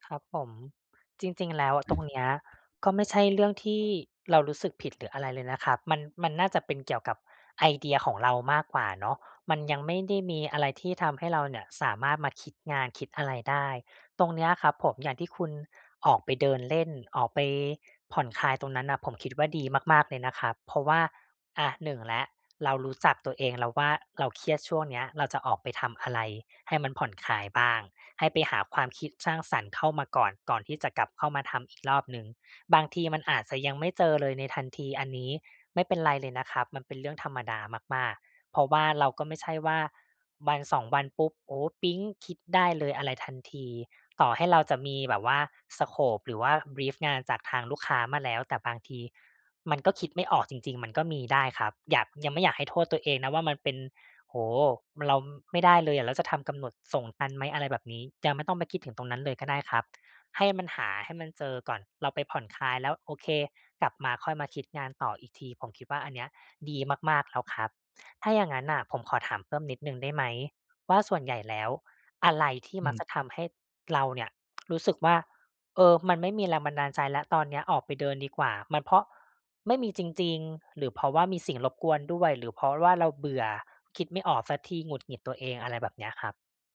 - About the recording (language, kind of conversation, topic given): Thai, advice, ทำอย่างไรให้ทำงานสร้างสรรค์ได้ทุกวันโดยไม่เลิกกลางคัน?
- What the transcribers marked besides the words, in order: tapping; other background noise; in English: "สโกป"; in English: "บรีฟ"